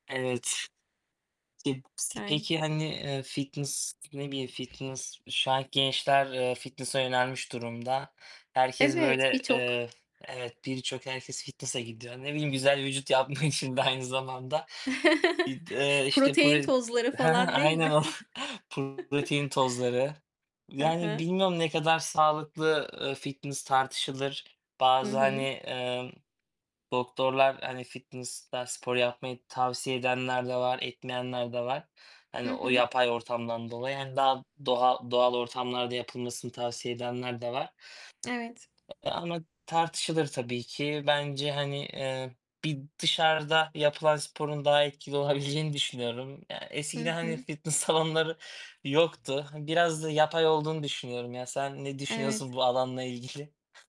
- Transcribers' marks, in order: static; unintelligible speech; tapping; distorted speech; other background noise; laughing while speaking: "yapmak için de aynı zamanda"; chuckle; chuckle; chuckle; laughing while speaking: "olabileceğini"; laughing while speaking: "fitness salonları"; laughing while speaking: "ilgili?"
- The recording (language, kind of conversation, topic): Turkish, unstructured, Sağlıklı bir yaşam için sporun önemi nedir?